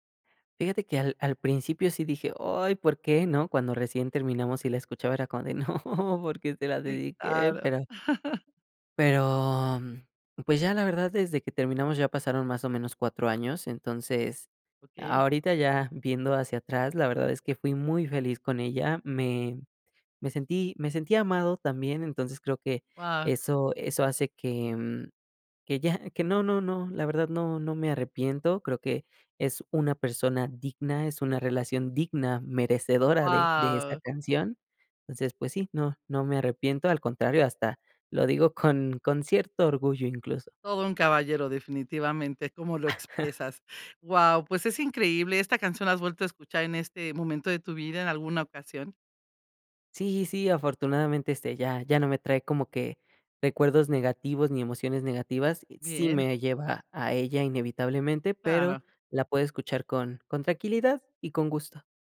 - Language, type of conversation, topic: Spanish, podcast, ¿Qué canción asocias con tu primer amor?
- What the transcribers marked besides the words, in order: laughing while speaking: "no, ¿por qué se la dedique?"; chuckle; chuckle